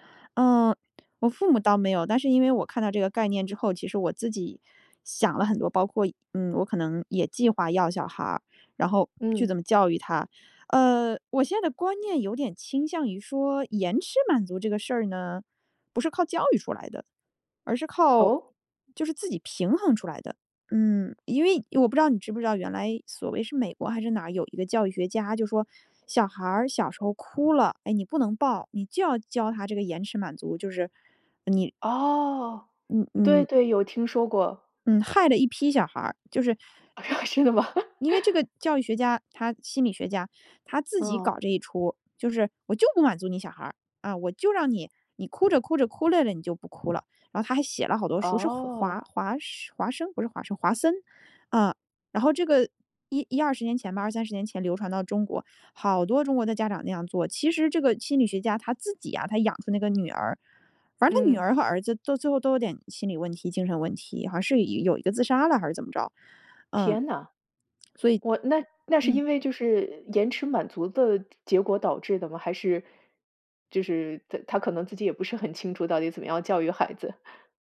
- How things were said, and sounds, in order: laugh; laughing while speaking: "真的吗？"
- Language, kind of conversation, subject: Chinese, podcast, 你怎样教自己延迟满足？